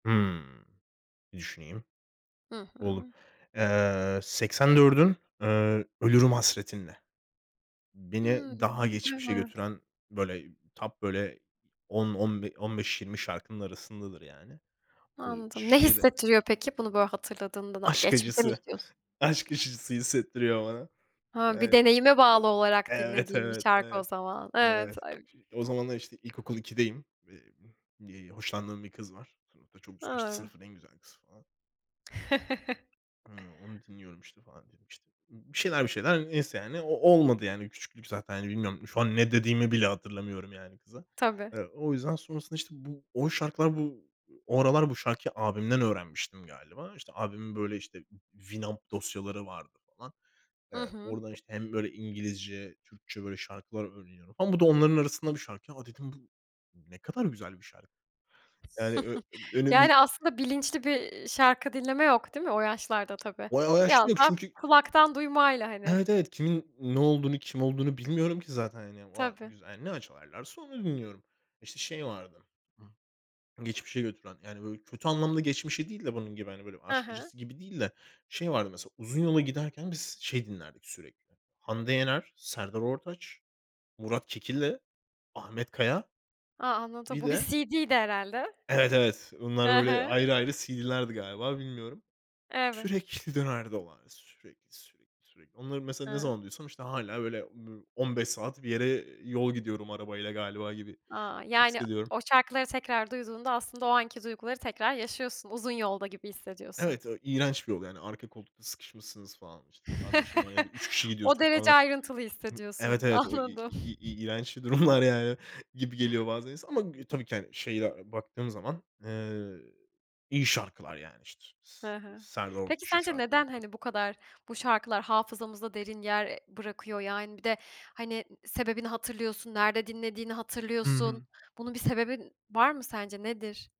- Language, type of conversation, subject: Turkish, podcast, Hangi şarkılar seni geçmişe götürür?
- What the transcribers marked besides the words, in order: other background noise; in English: "top"; unintelligible speech; tapping; chuckle; in English: "winup"; giggle; chuckle; laughing while speaking: "Anladım"; giggle; trusting: "bir durumlar"